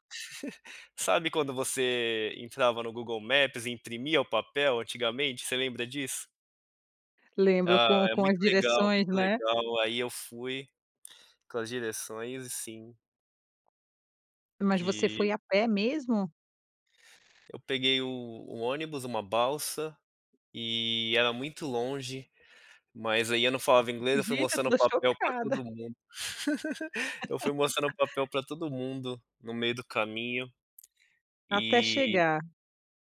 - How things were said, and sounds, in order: chuckle; chuckle; laugh
- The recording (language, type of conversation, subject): Portuguese, podcast, Como foi o momento em que você se orgulhou da sua trajetória?